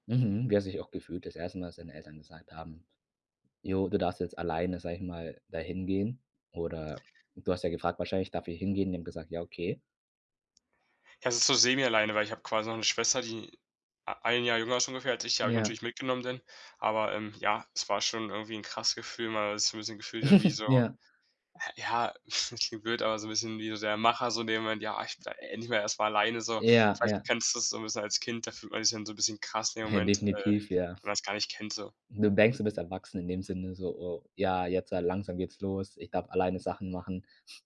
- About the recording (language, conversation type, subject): German, podcast, Was hat dir das Reisen über dich selbst gezeigt?
- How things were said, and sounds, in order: other background noise; giggle; chuckle; put-on voice: "Ja"